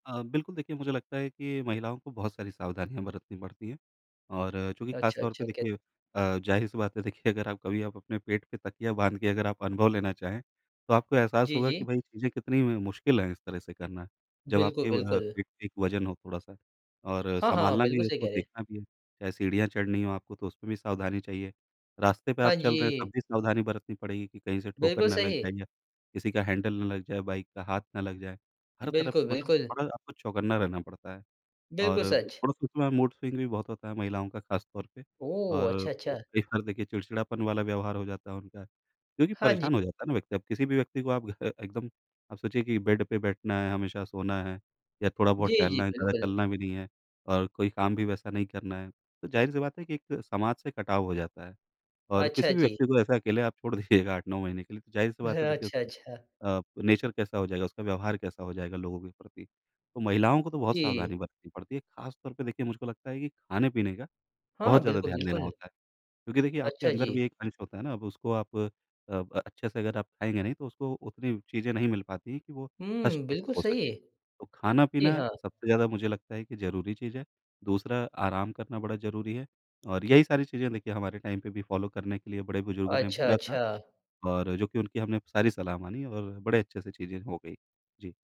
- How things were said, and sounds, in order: in English: "टोटल"; in English: "मूड स्विंग"; other background noise; in English: "बेड"; laughing while speaking: "छोड़ दीजिएगा"; chuckle; in English: "नेचर"; in English: "टाइम"; in English: "फ़ॉलो"
- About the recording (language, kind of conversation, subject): Hindi, podcast, पहली बार माता-पिता बनने पर आपको सबसे बड़ा सबक क्या मिला?